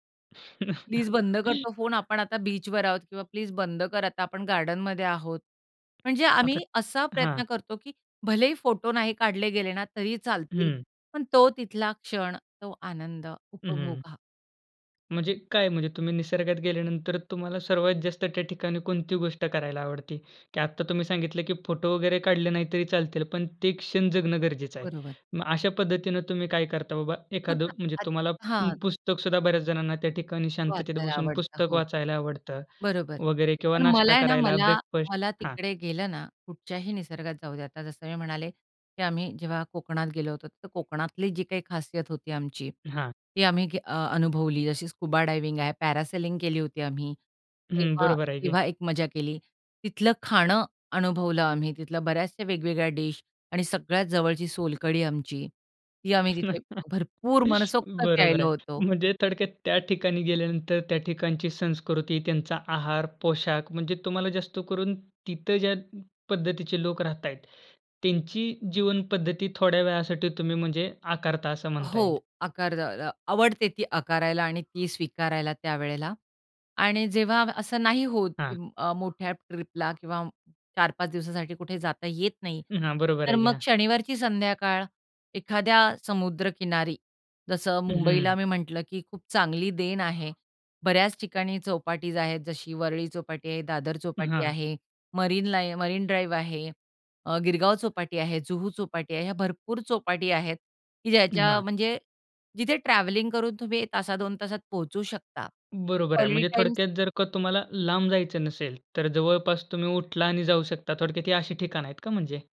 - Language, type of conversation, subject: Marathi, podcast, निसर्गात वेळ घालवण्यासाठी तुमची सर्वात आवडती ठिकाणे कोणती आहेत?
- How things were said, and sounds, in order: chuckle; tapping; in English: "स्कुबा डायव्हिंग"; in English: "पॅरासेलिंग"; chuckle